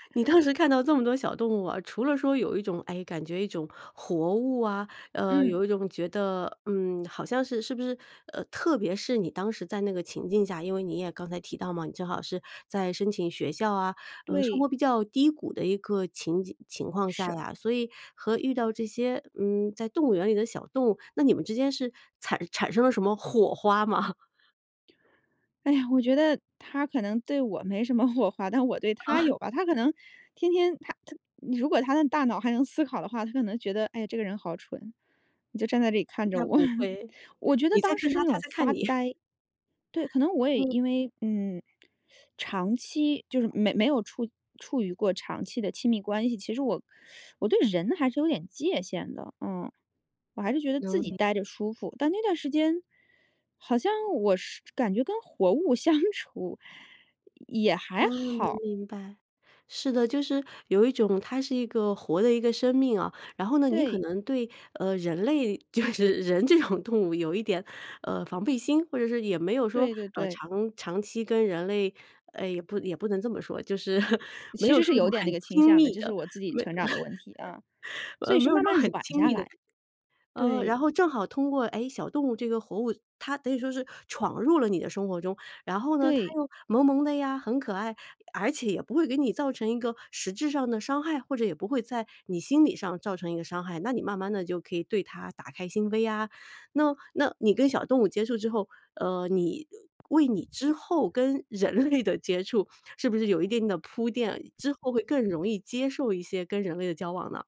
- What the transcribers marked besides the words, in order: laughing while speaking: "你当时"; chuckle; chuckle; chuckle; laughing while speaking: "相处"; laughing while speaking: "就是"; laughing while speaking: "这种"; chuckle; chuckle; other background noise; laughing while speaking: "类"
- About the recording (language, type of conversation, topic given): Chinese, podcast, 你能讲讲你与自然或动物的一次难忘相遇吗？